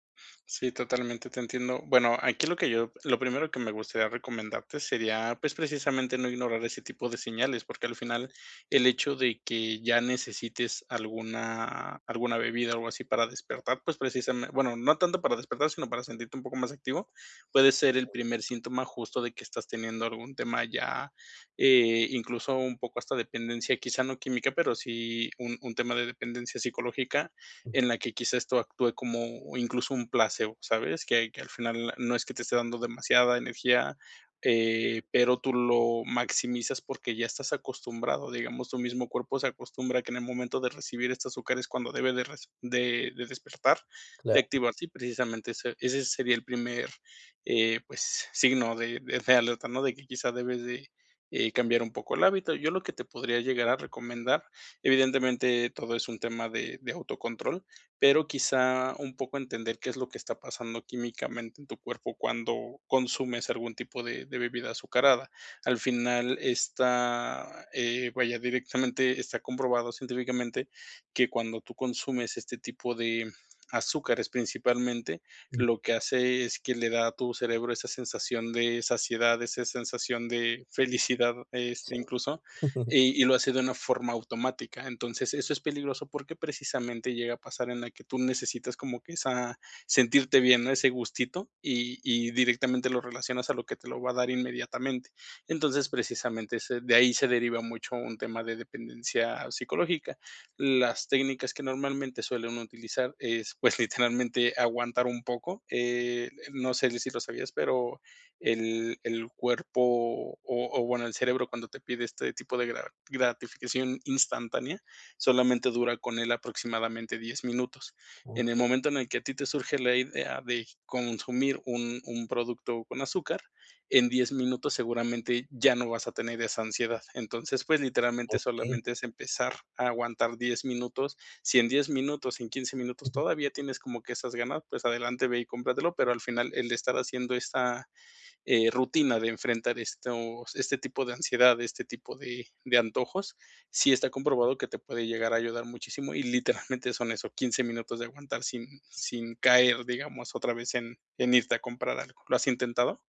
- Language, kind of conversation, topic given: Spanish, advice, ¿Cómo puedo equilibrar el consumo de azúcar en mi dieta para reducir la ansiedad y el estrés?
- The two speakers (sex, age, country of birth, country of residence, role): male, 30-34, Mexico, Mexico, advisor; male, 35-39, Mexico, Mexico, user
- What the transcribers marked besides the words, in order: other background noise; laugh; other noise; laughing while speaking: "literalmente"